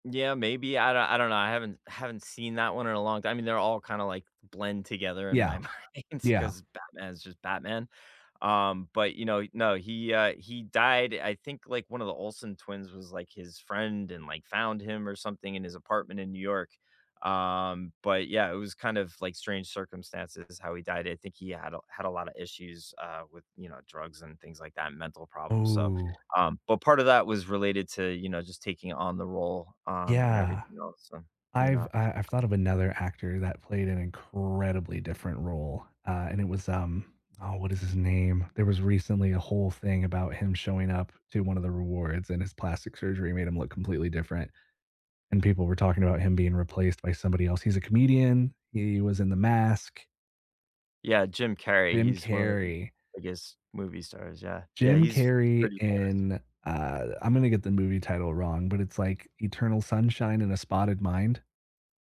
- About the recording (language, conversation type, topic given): English, unstructured, Which actors have surprised you by transforming into completely different roles, and how did that change your view of them?
- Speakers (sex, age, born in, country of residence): male, 30-34, United States, United States; male, 45-49, United States, United States
- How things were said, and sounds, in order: laughing while speaking: "mind"; other background noise; stressed: "incredibly"